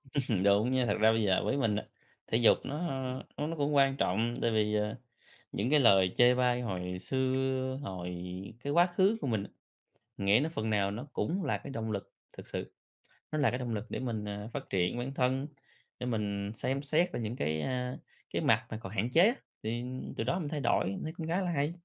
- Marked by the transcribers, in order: laugh; tapping; other background noise
- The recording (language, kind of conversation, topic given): Vietnamese, podcast, Bạn thường xử lý những lời chê bai về ngoại hình như thế nào?